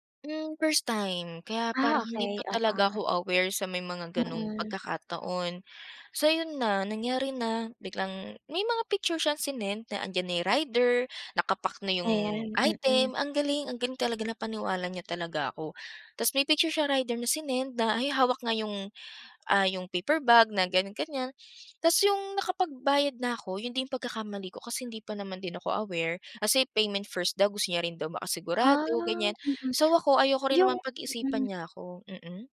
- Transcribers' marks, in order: tapping; other background noise
- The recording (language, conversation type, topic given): Filipino, podcast, Paano ka makakaiwas sa mga panloloko sa internet at mga pagtatangkang nakawin ang iyong impormasyon?